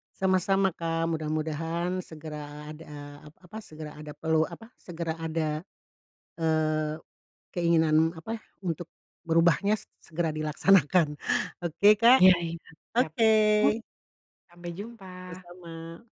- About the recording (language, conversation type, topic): Indonesian, advice, Memilih antara bertahan di karier lama atau memulai karier baru
- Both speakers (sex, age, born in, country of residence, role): female, 25-29, Indonesia, Indonesia, user; female, 60-64, Indonesia, Indonesia, advisor
- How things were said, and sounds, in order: laughing while speaking: "dilaksanakan"; other background noise